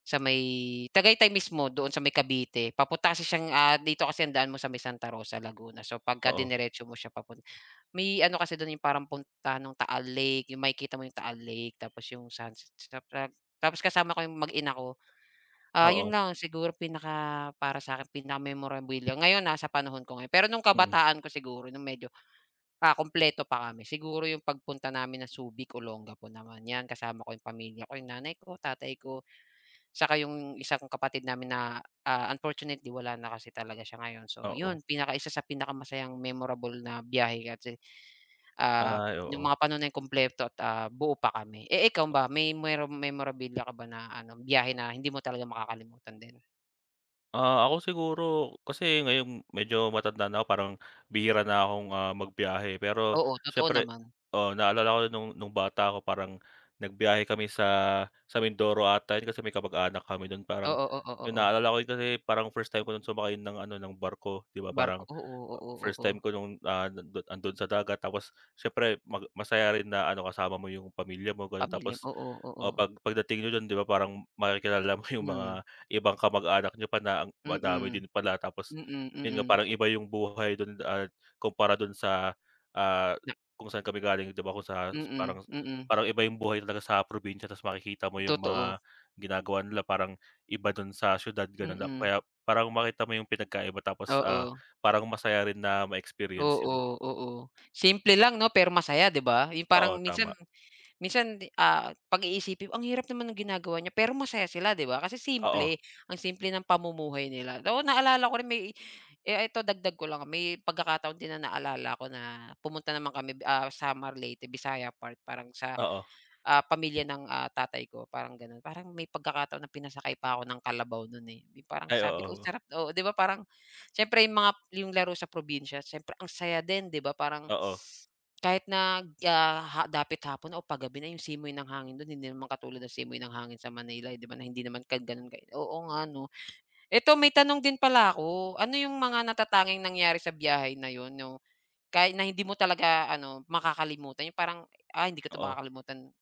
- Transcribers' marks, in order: other background noise; unintelligible speech; tapping
- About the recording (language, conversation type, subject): Filipino, unstructured, Saan ang pinakatumatak mong biyahe at bakit?